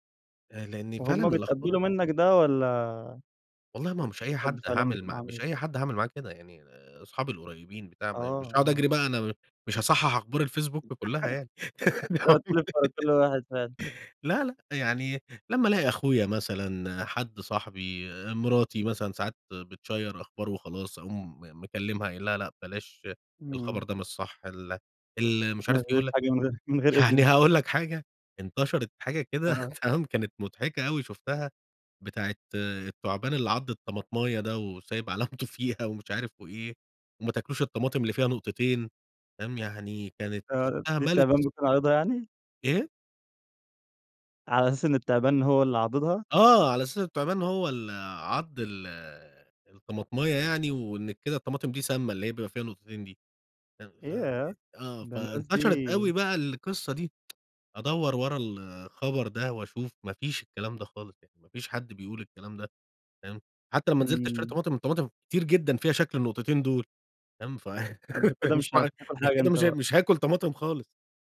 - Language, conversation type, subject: Arabic, podcast, إزاي بتتعامل مع الأخبار الكاذبة على السوشيال ميديا؟
- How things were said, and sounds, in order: unintelligible speech; unintelligible speech; giggle; in English: "بتشيّر"; laughing while speaking: "كده تمام؟"; laughing while speaking: "علامته فيها"; tapping; tsk; laugh; laughing while speaking: "في ف مش مع كده"